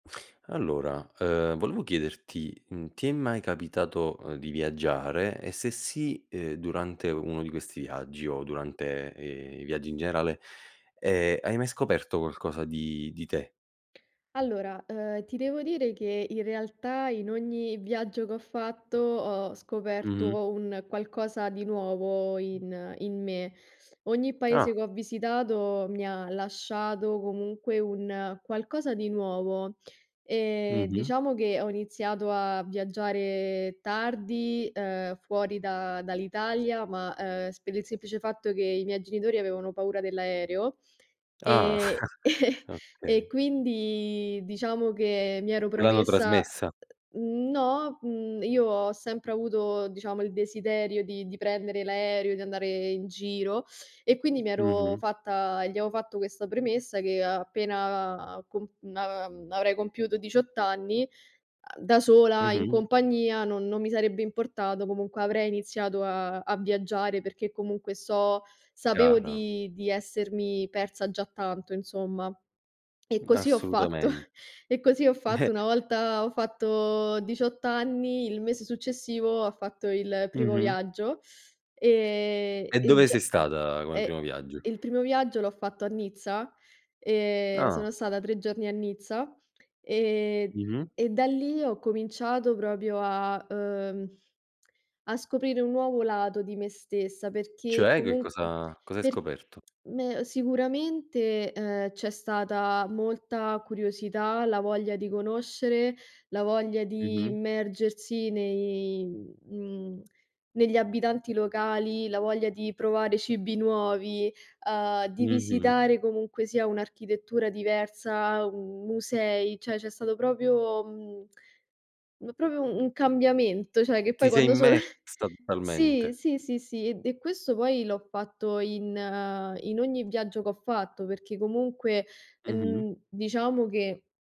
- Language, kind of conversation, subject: Italian, podcast, Hai mai scoperto qualcosa di te stesso mentre viaggiavi?
- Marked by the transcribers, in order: other background noise; tapping; chuckle; "avevo" said as "aveo"; laughing while speaking: "Chiaro"; chuckle; laughing while speaking: "fatto"; chuckle; "proprio" said as "propio"; laughing while speaking: "cibi"; "cioè" said as "ceh"; "proprio" said as "propio"; "cioè" said as "ceh"; chuckle; "questo" said as "quesso"